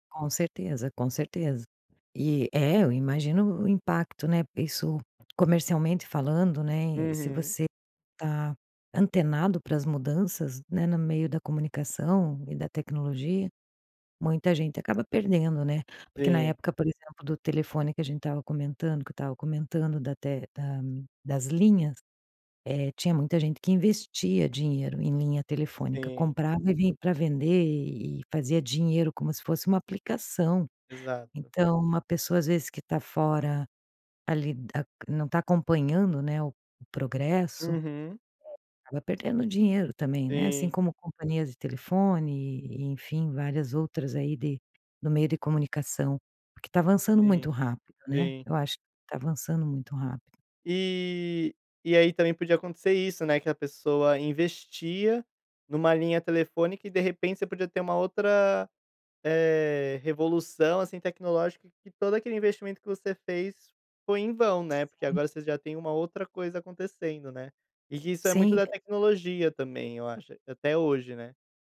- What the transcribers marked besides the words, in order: other background noise
- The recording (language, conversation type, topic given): Portuguese, podcast, Como a tecnologia mudou o jeito de diferentes gerações se comunicarem?